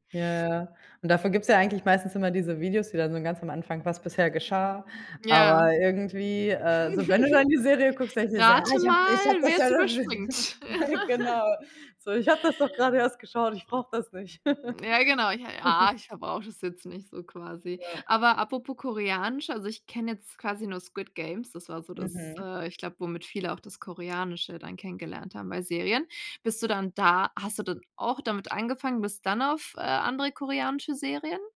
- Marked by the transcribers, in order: other background noise; chuckle; chuckle; chuckle
- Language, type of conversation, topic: German, unstructured, Warum schauen wir so gerne Serien?